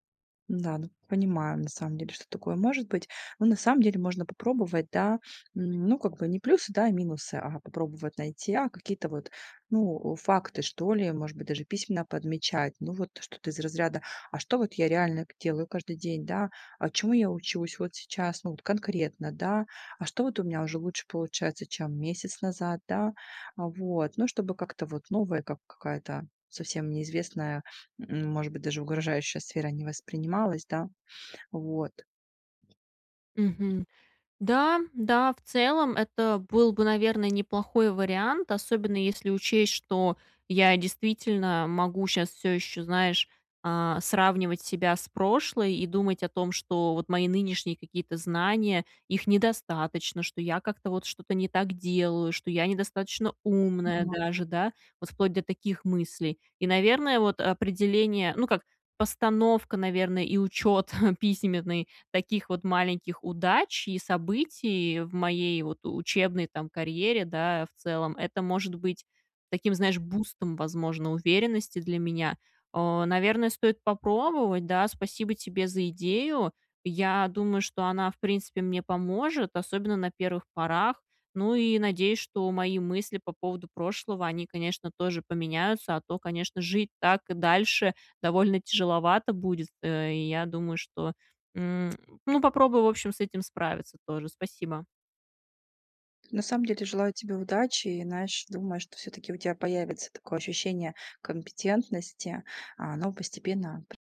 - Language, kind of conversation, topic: Russian, advice, Как принять изменения и научиться видеть потерю как новую возможность для роста?
- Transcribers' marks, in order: other background noise; tapping; chuckle; in English: "бустом"; tsk